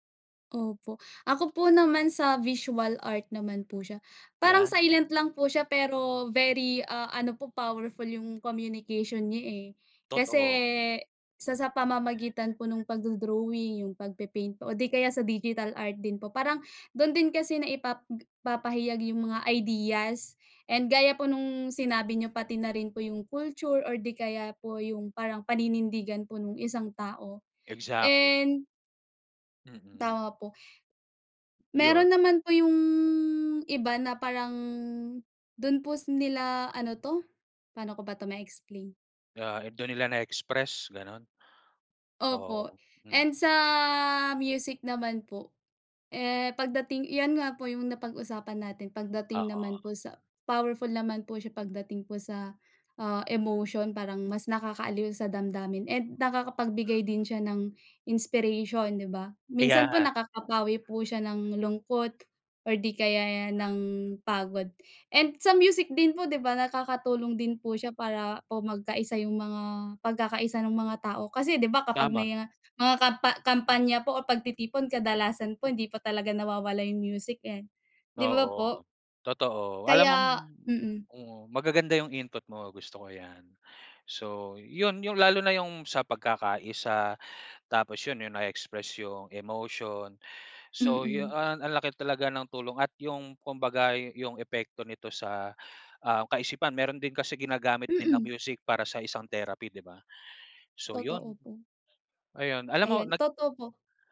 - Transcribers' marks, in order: tapping; other animal sound; drawn out: "'yong"; drawn out: "sa"
- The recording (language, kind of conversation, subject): Filipino, unstructured, Ano ang paborito mong klase ng sining at bakit?